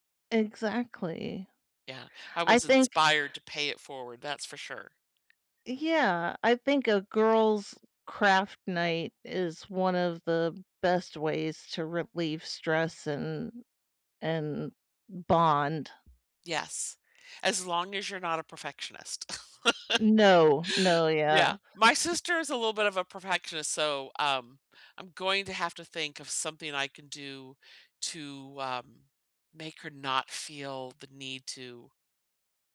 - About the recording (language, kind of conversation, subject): English, unstructured, What is a kind thing someone has done for you recently?
- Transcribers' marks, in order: laugh